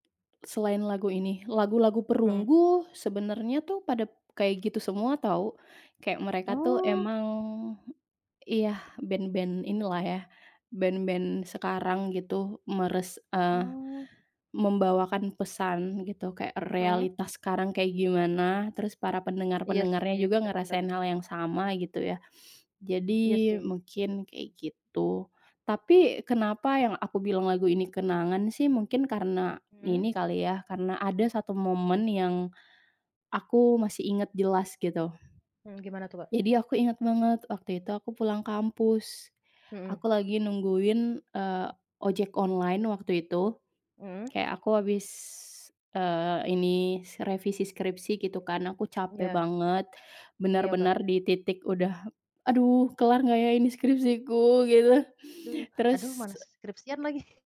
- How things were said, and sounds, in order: tapping; other background noise
- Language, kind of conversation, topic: Indonesian, podcast, Apa kenangan paling kuat yang kamu kaitkan dengan sebuah lagu?
- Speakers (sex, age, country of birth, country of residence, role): female, 20-24, Indonesia, Indonesia, guest; female, 25-29, Indonesia, Indonesia, host